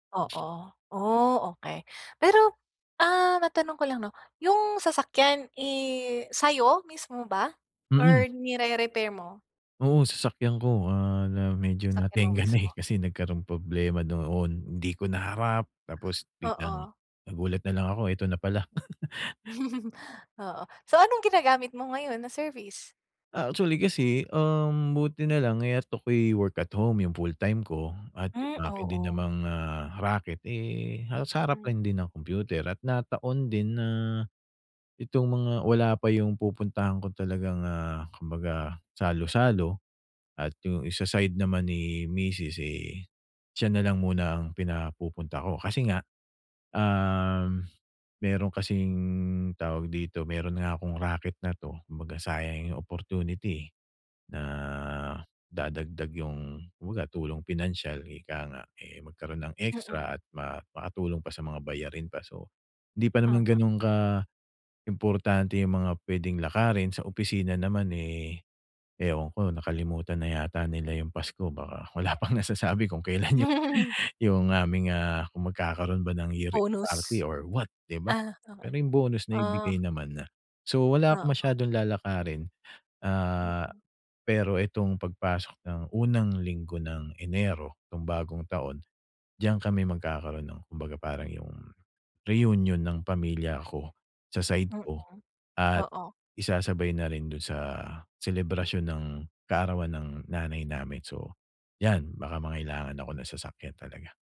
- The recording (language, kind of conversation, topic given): Filipino, advice, Paano ako makakabuo ng regular na malikhaing rutina na maayos at organisado?
- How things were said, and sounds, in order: laughing while speaking: "natengga na, eh"; other background noise; laugh; gasp; "sa" said as "isa"; laughing while speaking: "wala pang nasasabi kung kailan yung"; laugh